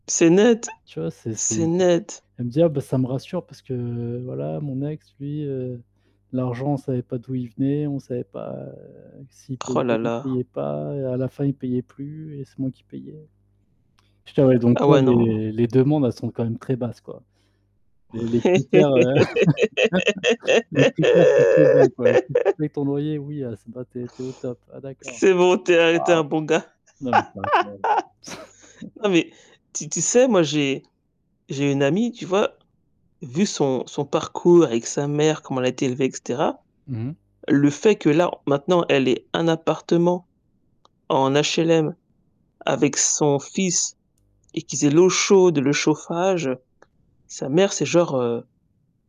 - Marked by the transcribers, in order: mechanical hum; distorted speech; static; laugh; laugh; other background noise; laugh; chuckle; tapping
- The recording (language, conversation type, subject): French, unstructured, As-tu déjà eu peur de ne pas pouvoir payer tes factures ?
- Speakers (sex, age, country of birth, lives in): female, 40-44, France, United States; male, 30-34, France, France